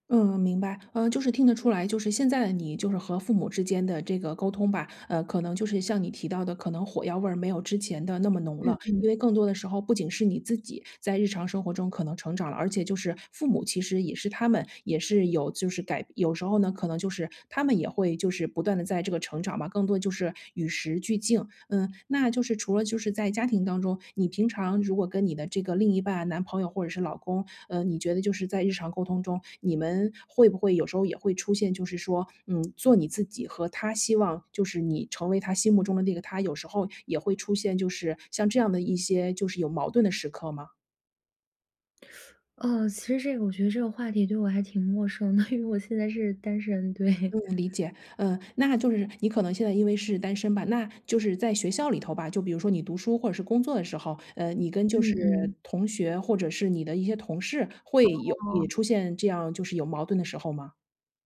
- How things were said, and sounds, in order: teeth sucking; laughing while speaking: "因为我现在是单身，对"; other background noise
- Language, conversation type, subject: Chinese, podcast, 你平时如何在回应别人的期待和坚持自己的愿望之间找到平衡？